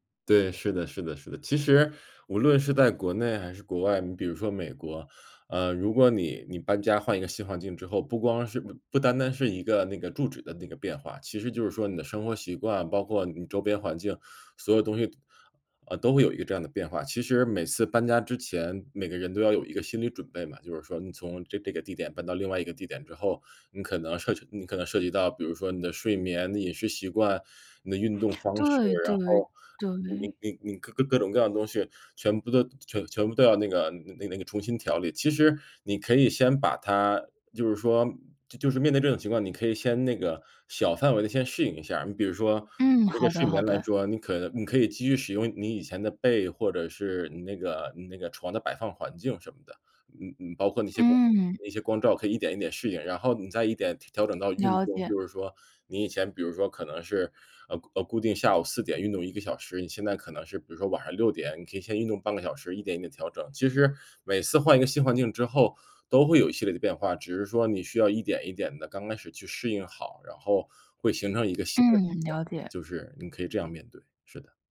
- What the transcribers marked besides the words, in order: other background noise; tapping
- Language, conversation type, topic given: Chinese, advice, 旅行或搬家后，我该怎么更快恢复健康习惯？